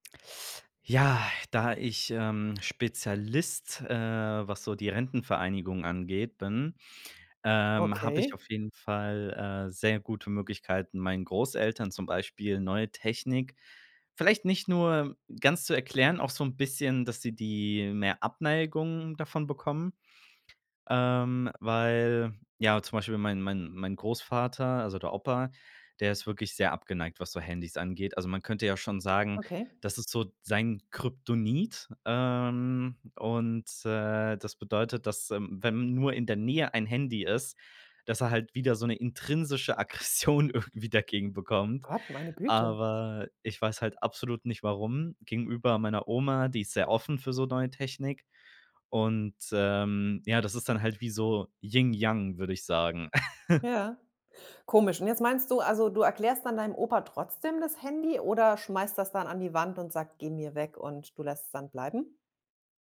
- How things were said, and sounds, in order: laughing while speaking: "Aggression irgendwie"; laugh
- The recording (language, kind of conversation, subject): German, podcast, Wie erklärst du älteren Menschen neue Technik?